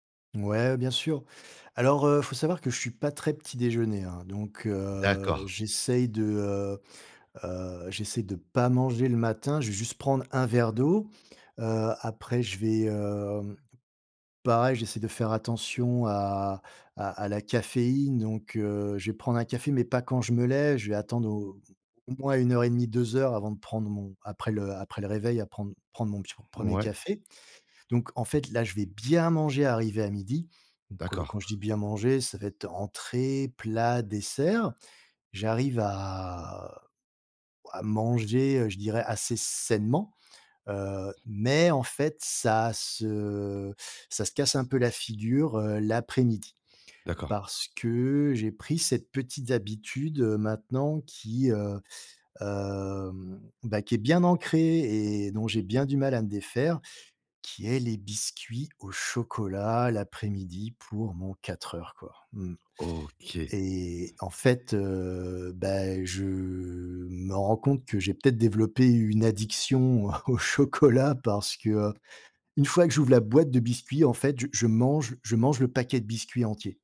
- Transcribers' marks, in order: other background noise; drawn out: "heu"; stressed: "pas"; drawn out: "hem"; stressed: "bien"; drawn out: "à"; stressed: "sainement"; stressed: "mais"; drawn out: "se"; drawn out: "hem"; stressed: "chocolat"; drawn out: "heu"; drawn out: "je"; laughing while speaking: "au chocolat"
- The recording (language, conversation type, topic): French, advice, Comment équilibrer mon alimentation pour avoir plus d’énergie chaque jour ?